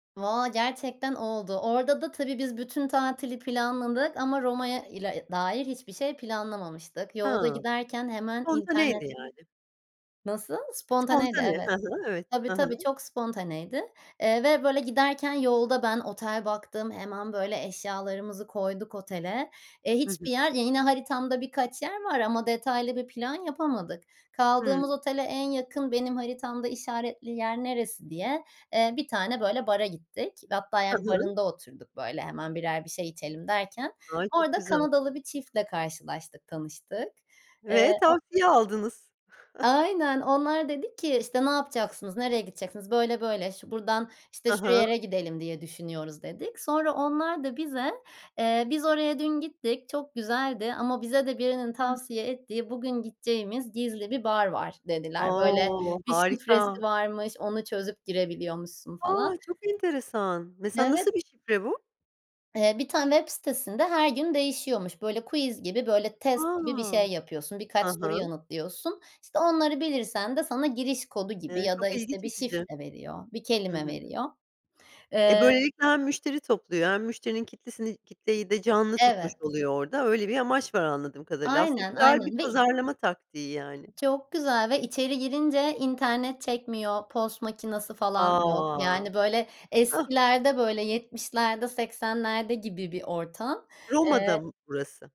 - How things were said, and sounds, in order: other background noise; chuckle; drawn out: "O"; tapping; drawn out: "A!"; chuckle
- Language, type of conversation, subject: Turkish, podcast, En unutamadığın seyahat anını anlatır mısın?
- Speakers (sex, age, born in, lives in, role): female, 30-34, Turkey, Netherlands, guest; female, 45-49, Turkey, United States, host